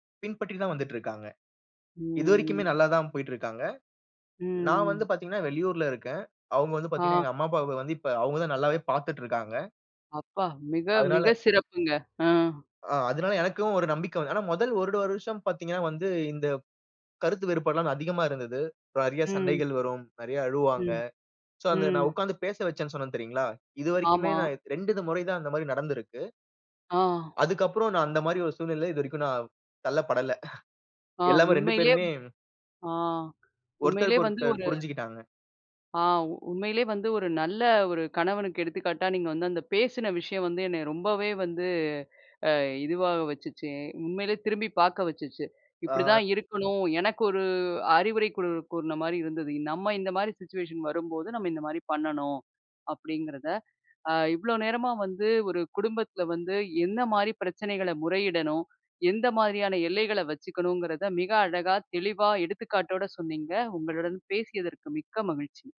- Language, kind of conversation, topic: Tamil, podcast, குடும்பத்தில் எல்லைகளை அமைத்த அனுபவத்தை நீங்கள் எப்படி சமாளித்தீர்கள்?
- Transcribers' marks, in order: laughing while speaking: "தள்ளப்படல"; in English: "சிச்சுவேஷன்"